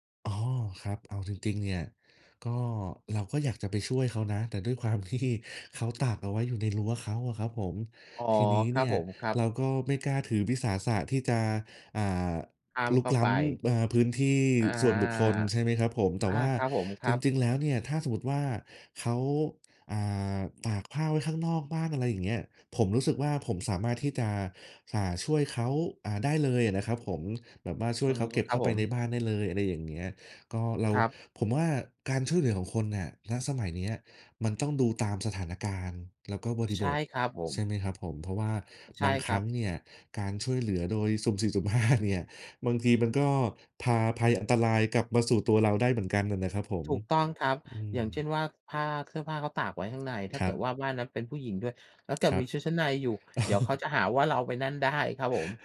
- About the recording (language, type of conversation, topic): Thai, unstructured, ถ้าคุณสามารถช่วยใครสักคนได้โดยไม่หวังผลตอบแทน คุณจะช่วยไหม?
- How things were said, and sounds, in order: laughing while speaking: "ที่"; tapping; laughing while speaking: "สุ่มห้าเนี่ย"; laughing while speaking: "โอ้"